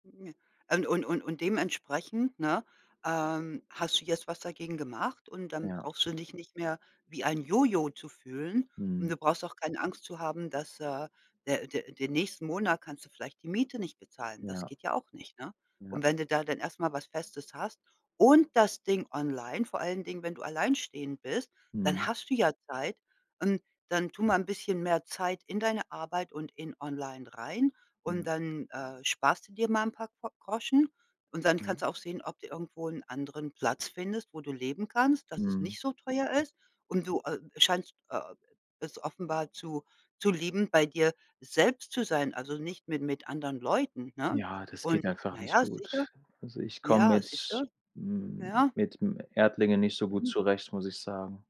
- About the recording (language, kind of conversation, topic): German, unstructured, Wie reagierst du, wenn deine Familie deine Entscheidungen kritisiert?
- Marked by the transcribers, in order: unintelligible speech; stressed: "und"; tapping; other background noise